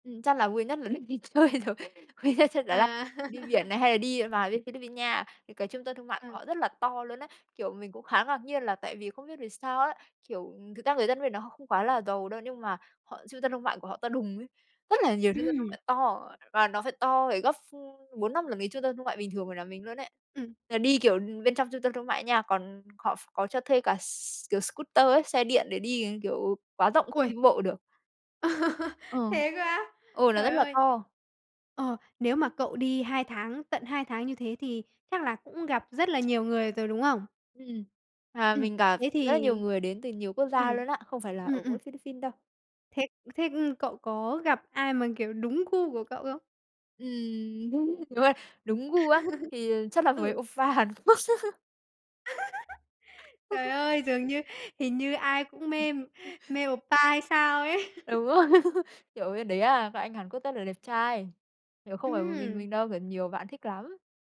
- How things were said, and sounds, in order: laughing while speaking: "là lúc đi chơi rồi, vui nhất"; laugh; tapping; other background noise; in English: "scooter"; laugh; other noise; laugh; laughing while speaking: "oppa Hàn Quốc"; in Korean: "oppa"; laugh; chuckle; in Korean: "oppa"; laughing while speaking: "Đúng rồi"; chuckle; laugh
- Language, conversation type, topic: Vietnamese, podcast, Bạn có thể kể về một chuyến đi một mình đáng nhớ không?
- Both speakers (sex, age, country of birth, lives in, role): female, 25-29, Vietnam, Vietnam, guest; female, 45-49, Vietnam, Vietnam, host